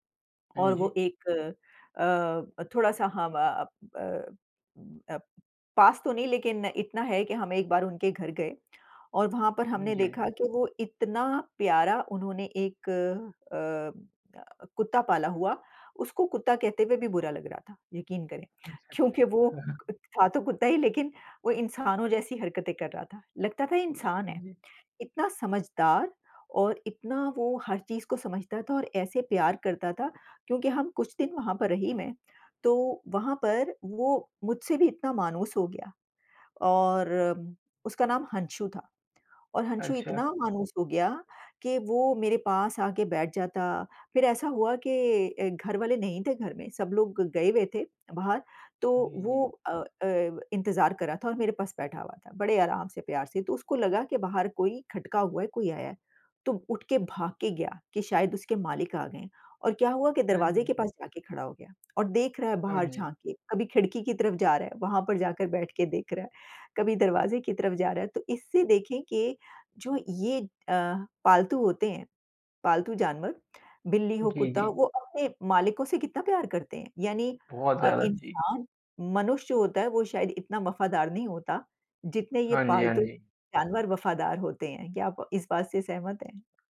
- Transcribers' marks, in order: tapping; laughing while speaking: "क्योंकि वो"; chuckle
- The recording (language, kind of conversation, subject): Hindi, unstructured, क्या पालतू जानवरों के साथ समय बिताने से आपको खुशी मिलती है?